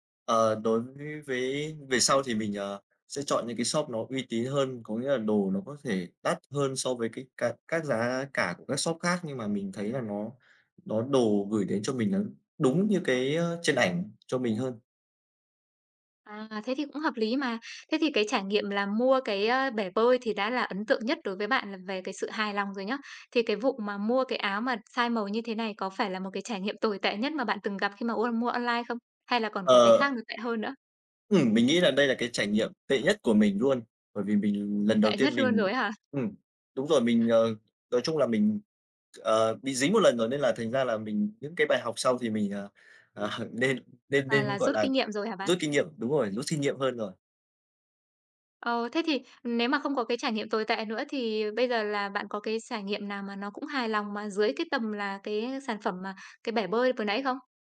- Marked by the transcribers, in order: tapping; other background noise; laughing while speaking: "à"
- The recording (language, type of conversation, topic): Vietnamese, podcast, Bạn có thể kể về lần mua sắm trực tuyến khiến bạn ấn tượng nhất không?